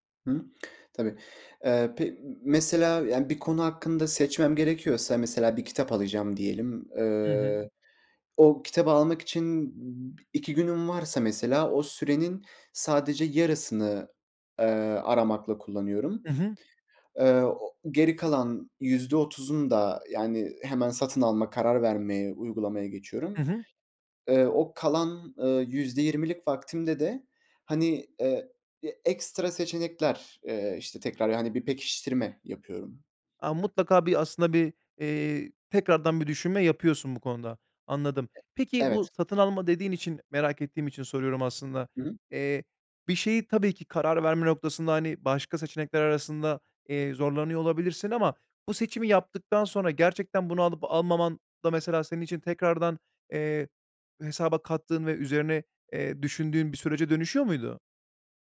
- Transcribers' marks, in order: tapping
- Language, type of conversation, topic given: Turkish, podcast, Seçim yaparken 'mükemmel' beklentisini nasıl kırarsın?